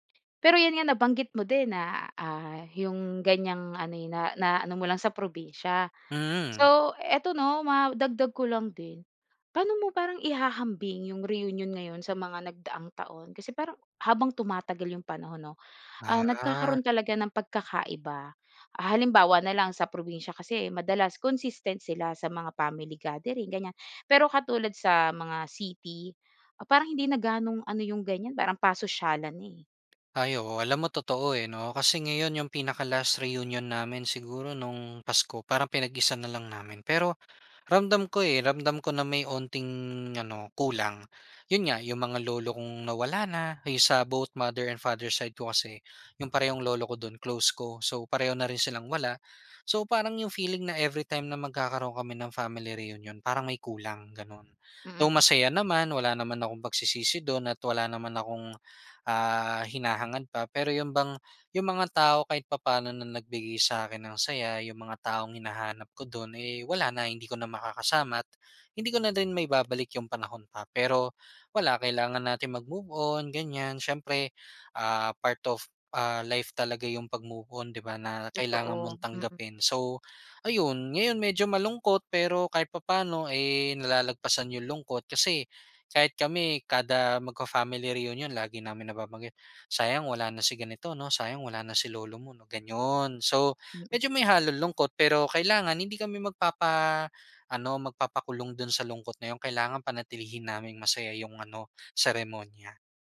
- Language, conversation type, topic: Filipino, podcast, Ano ang pinaka-hindi mo malilimutang pagtitipon ng pamilya o reunion?
- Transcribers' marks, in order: in English: "both mother and father side"; in English: "magmove -on"; unintelligible speech